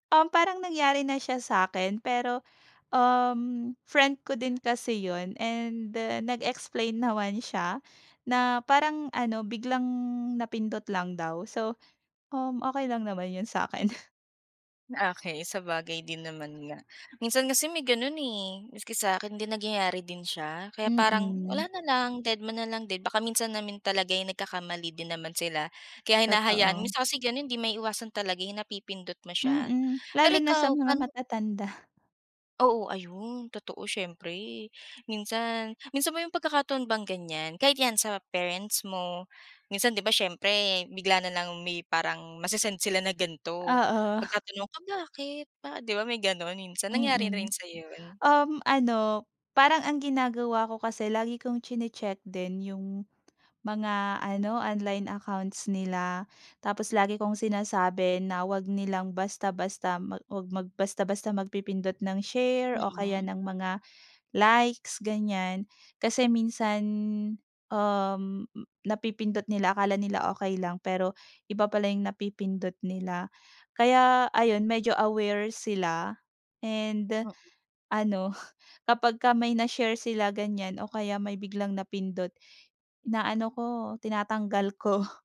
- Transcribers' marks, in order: chuckle; chuckle; laughing while speaking: "Oo"; tapping; chuckle; laughing while speaking: "ko"
- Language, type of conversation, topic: Filipino, podcast, Bakit mahalaga sa iyo ang paggamit ng mga emoji o sticker sa pakikipag-usap online?
- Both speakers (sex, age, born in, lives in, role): female, 25-29, Philippines, Philippines, host; female, 30-34, Philippines, Philippines, guest